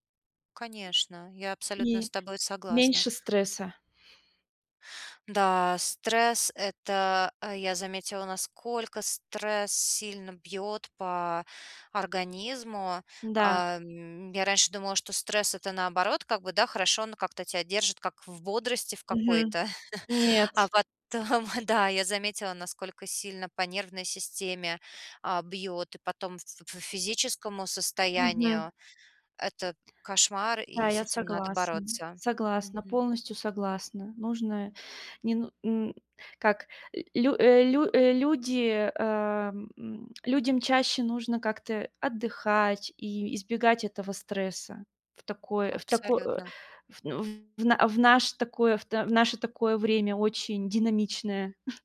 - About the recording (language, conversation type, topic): Russian, advice, Как простить себе ошибки и продолжать идти вперёд, сохраняя дисциплину?
- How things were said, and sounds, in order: other background noise; chuckle; laughing while speaking: "А потом, да"; chuckle